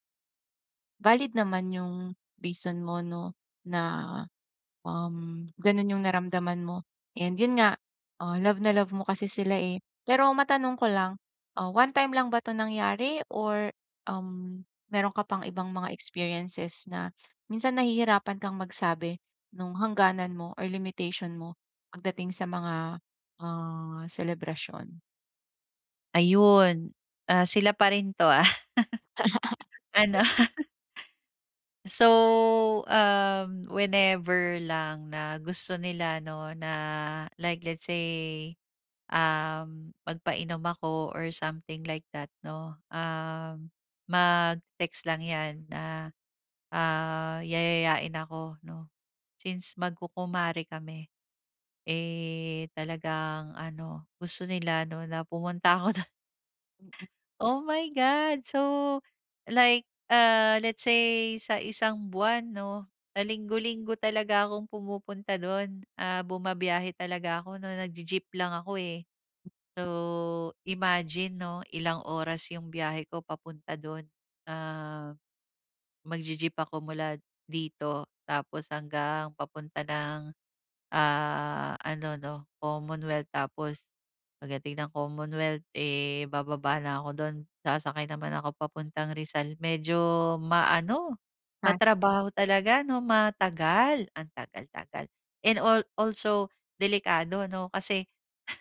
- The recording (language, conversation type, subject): Filipino, advice, Paano ako magtatakda ng personal na hangganan sa mga party?
- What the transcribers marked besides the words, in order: other background noise; in English: "experiences"; in English: "limitation"; laughing while speaking: "'to ah, ano?"; tapping; laughing while speaking: "do'n"; background speech; unintelligible speech